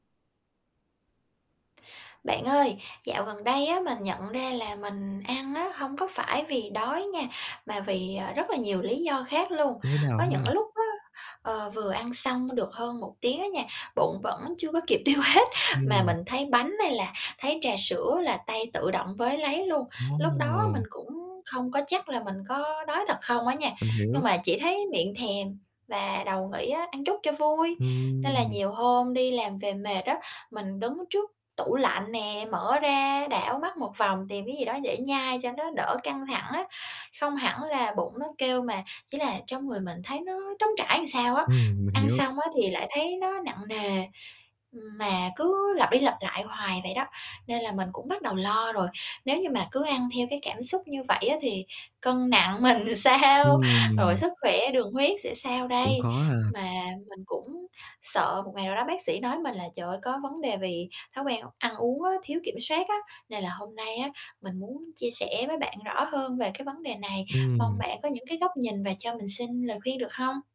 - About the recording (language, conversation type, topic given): Vietnamese, advice, Làm sao để phân biệt đói thật với thói quen ăn?
- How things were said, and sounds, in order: tapping; static; distorted speech; unintelligible speech; other background noise; unintelligible speech; laughing while speaking: "tiêu hết"; laughing while speaking: "mình sao?"